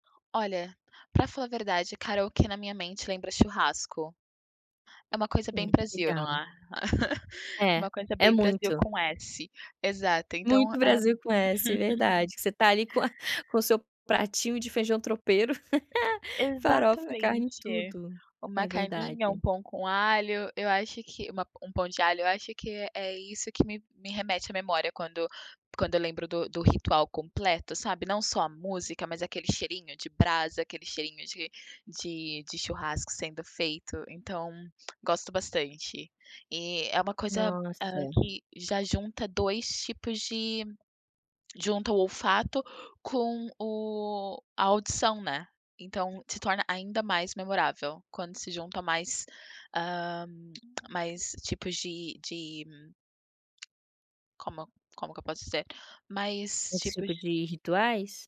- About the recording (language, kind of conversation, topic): Portuguese, podcast, De qual hábito de feriado a sua família não abre mão?
- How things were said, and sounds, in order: tapping; laugh; laugh; laugh